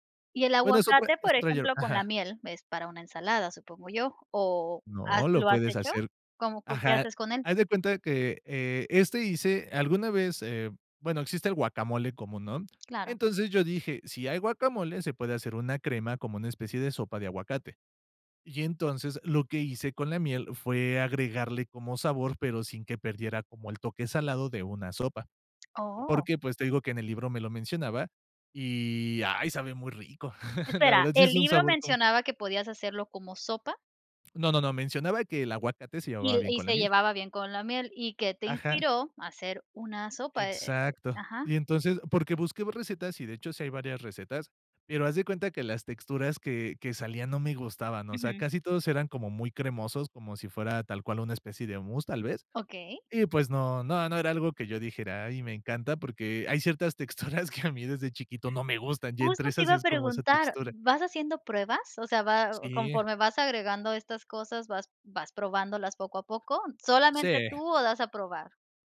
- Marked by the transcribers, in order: tapping; chuckle; other background noise; laughing while speaking: "texturas que a mí"
- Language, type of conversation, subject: Spanish, podcast, ¿Cómo buscas sabores nuevos cuando cocinas?